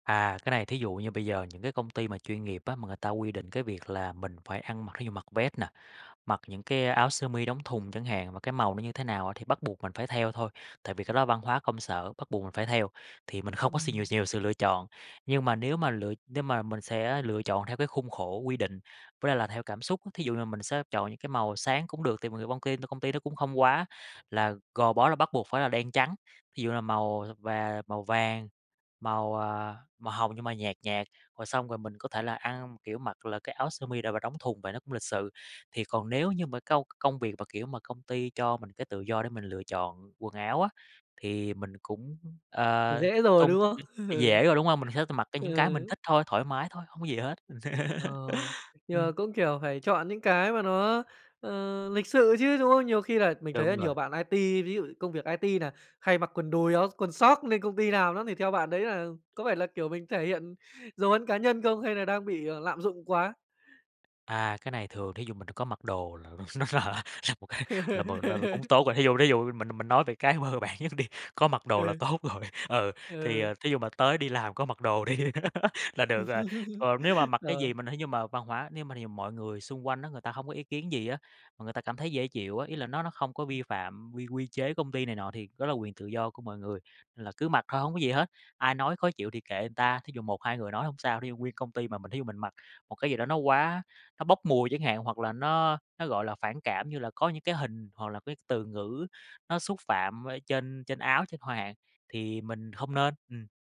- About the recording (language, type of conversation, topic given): Vietnamese, podcast, Làm sao để trang phục phản ánh đúng cảm xúc hiện tại?
- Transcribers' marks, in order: tapping; "công ty" said as "bon ky"; laughing while speaking: "Ừ"; laugh; "làm" said as "nàm"; other background noise; laughing while speaking: "nó là là một cái"; laugh; laughing while speaking: "mơ bản nhất đi"; laughing while speaking: "tốt rồi"; laughing while speaking: "đi"; laugh